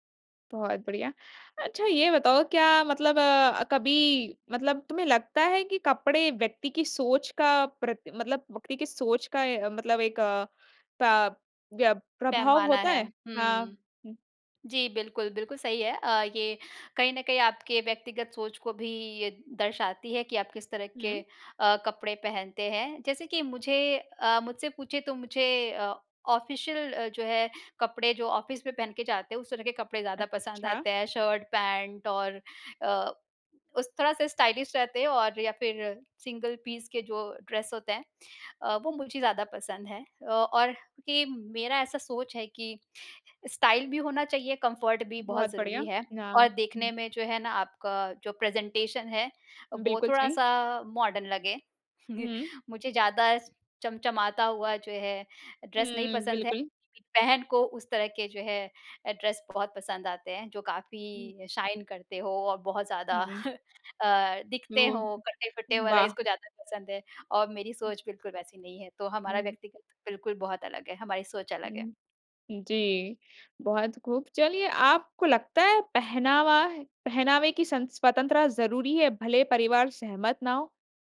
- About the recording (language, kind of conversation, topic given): Hindi, podcast, परिवार की राय आपके पहनावे को कैसे बदलती है?
- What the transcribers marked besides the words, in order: in English: "ऑफिशियल"; in English: "ऑफिस"; in English: "स्टाइलिश"; in English: "ड्रेस"; in English: "स्टाइल"; in English: "कम्फर्ट"; in English: "प्रेजेंटेशन"; in English: "मॉडर्न"; chuckle; in English: "ड्रेस"; in English: "ड्रेस"; in English: "शाइन"; chuckle; "स्वतंत्रता" said as "स्वतंत्रा"